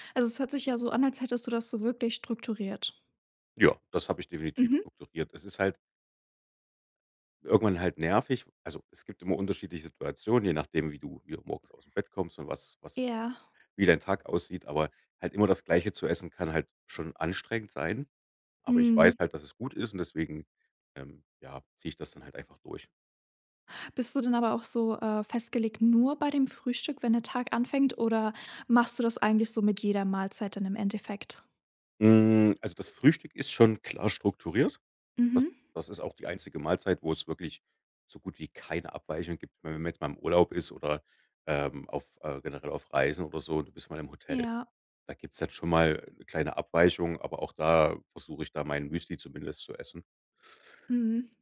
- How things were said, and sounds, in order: none
- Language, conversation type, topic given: German, podcast, Wie sieht deine Frühstücksroutine aus?